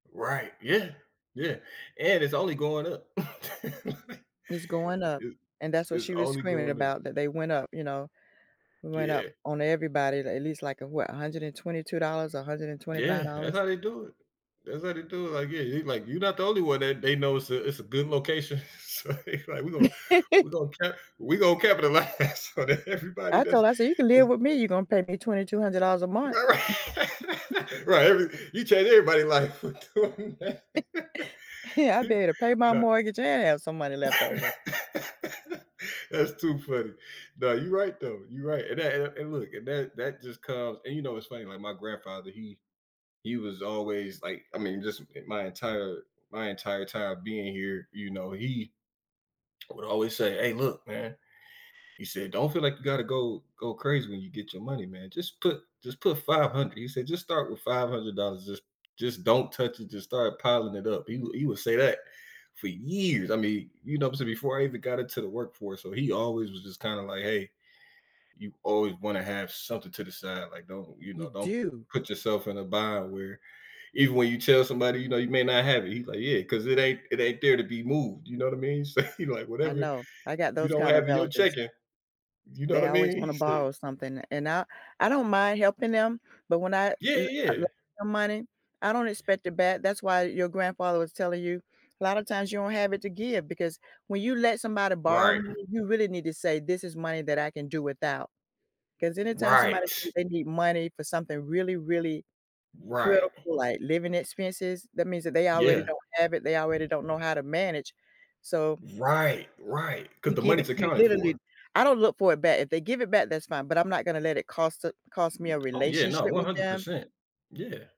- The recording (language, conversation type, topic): English, unstructured, Why do you think having emergency savings is important for most people?
- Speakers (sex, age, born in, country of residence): female, 60-64, United States, United States; male, 30-34, United States, United States
- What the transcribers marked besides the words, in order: chuckle; laugh; tapping; laughing while speaking: "So they like"; laughing while speaking: "capitalize so that"; other background noise; laughing while speaking: "Right, ri"; chuckle; chuckle; laughing while speaking: "with doing that"; chuckle; laugh; stressed: "years"; chuckle